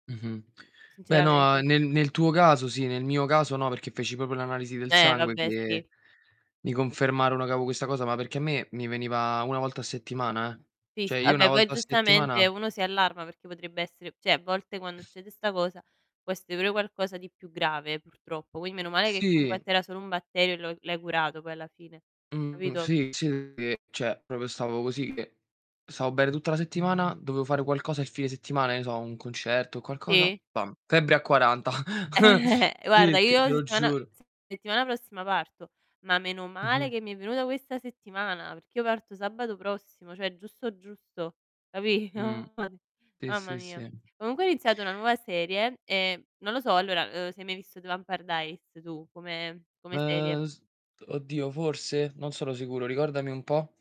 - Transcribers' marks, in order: other background noise; static; "proprio" said as "popio"; tapping; "cioè" said as "ceh"; distorted speech; "proprio" said as "propio"; chuckle; laughing while speaking: "quaranta"; chuckle; mechanical hum; laughing while speaking: "capì?"; unintelligible speech
- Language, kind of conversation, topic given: Italian, unstructured, Quale film o serie ti ha emozionato di recente?